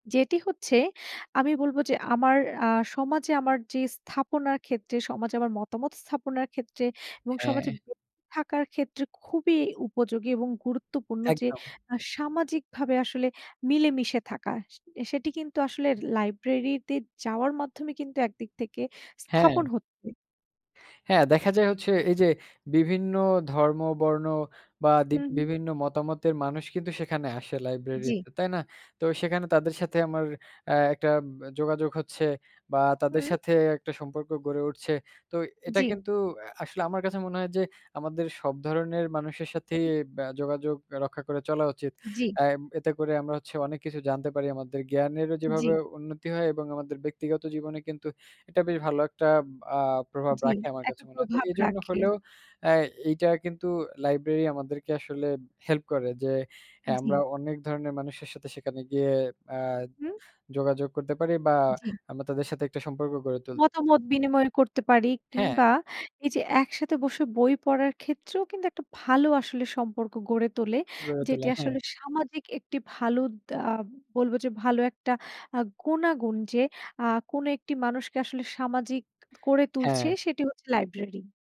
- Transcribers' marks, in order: other background noise; unintelligible speech; tapping; wind
- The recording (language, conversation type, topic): Bengali, unstructured, বইয়ের দোকান আর গ্রন্থাগারের মধ্যে কোনটিতে সময় কাটাতে আপনি বেশি পছন্দ করেন?